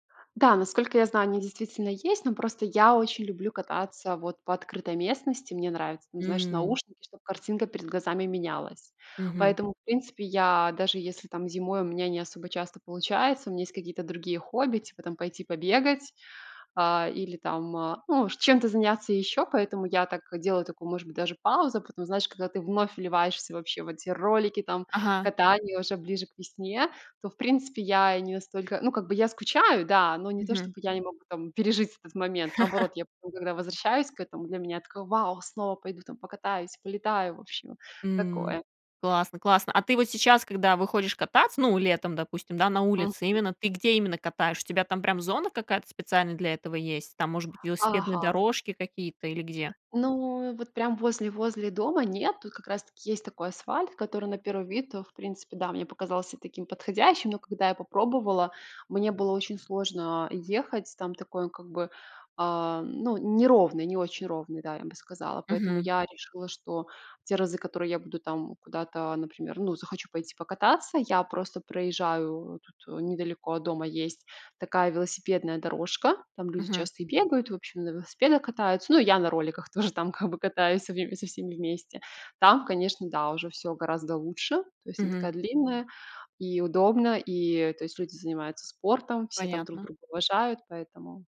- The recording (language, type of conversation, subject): Russian, podcast, Что из ваших детских увлечений осталось с вами до сих пор?
- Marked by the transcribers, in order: other background noise; laugh; laughing while speaking: "тоже там, как бы, катаюсь"